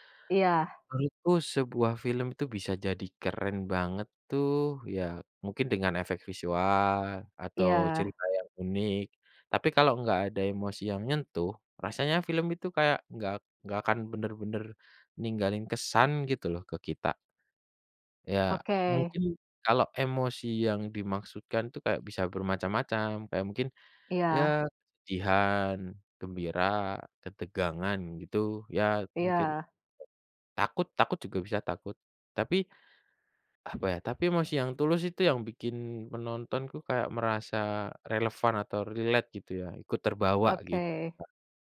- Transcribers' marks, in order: other background noise; in English: "relate"
- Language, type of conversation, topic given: Indonesian, unstructured, Apa yang membuat cerita dalam sebuah film terasa kuat dan berkesan?